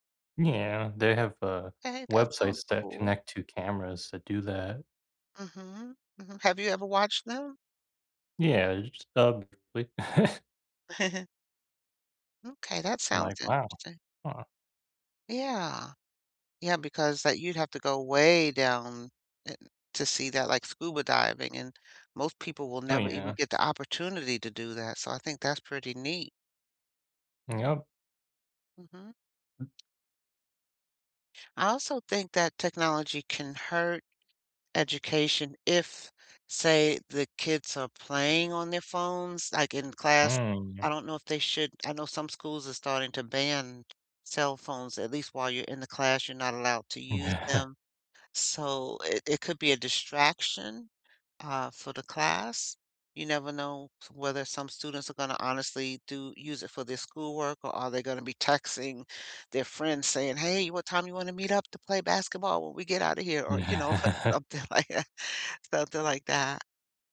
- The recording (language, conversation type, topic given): English, unstructured, Can technology help education more than it hurts it?
- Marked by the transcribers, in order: chuckle; laugh; other background noise; tapping; laugh; laughing while speaking: "Yeah"; laughing while speaking: "something like that"